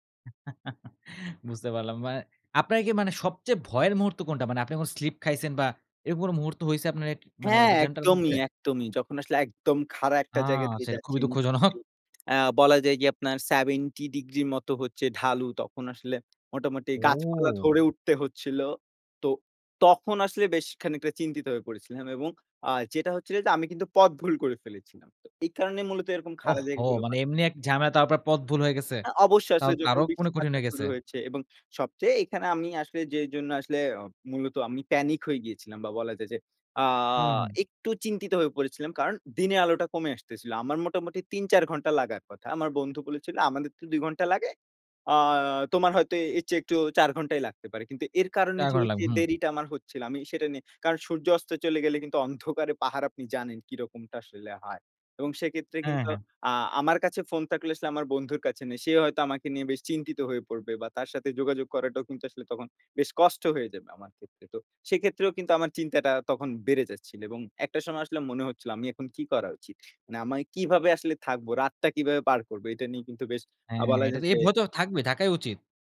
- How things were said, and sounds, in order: chuckle; tapping; laughing while speaking: "দুঃখজনক"; other background noise; unintelligible speech; in English: "প্যানিক"
- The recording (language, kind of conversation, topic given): Bengali, podcast, তোমার জীবনের সবচেয়ে স্মরণীয় সাহসিক অভিযানের গল্প কী?